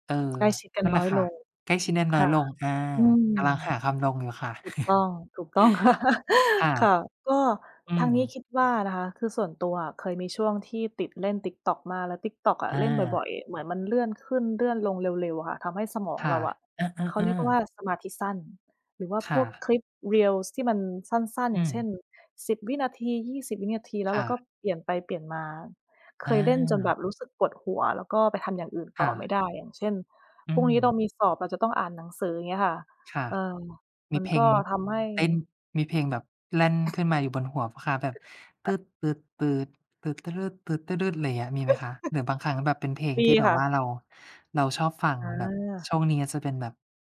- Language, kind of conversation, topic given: Thai, unstructured, ทำไมเราถึงควรระมัดระวังเวลาใช้โซเชียลมีเดียทุกวัน?
- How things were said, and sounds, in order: tapping; laughing while speaking: "ค่ะ"; laugh; chuckle; other background noise; background speech; humming a tune